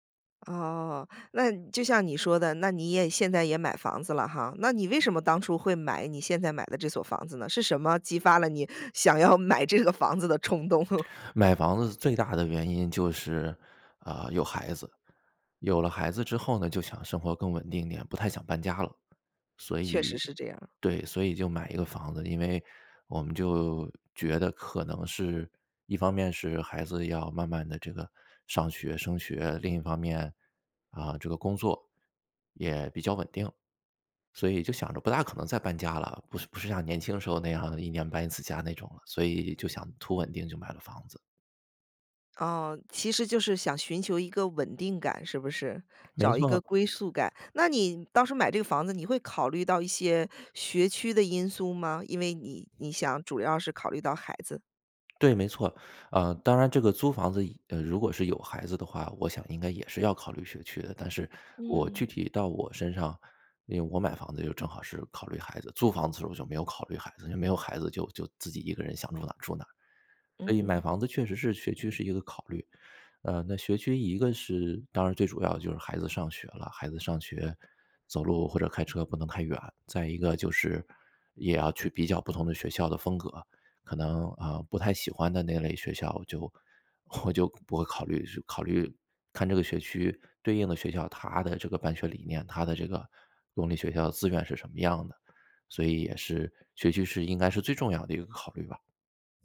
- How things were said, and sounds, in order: laughing while speaking: "想要买这个房子的冲动？"; laughing while speaking: "我就"
- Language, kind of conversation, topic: Chinese, podcast, 你会如何权衡买房还是租房？
- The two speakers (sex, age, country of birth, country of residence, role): female, 40-44, United States, United States, host; male, 40-44, China, United States, guest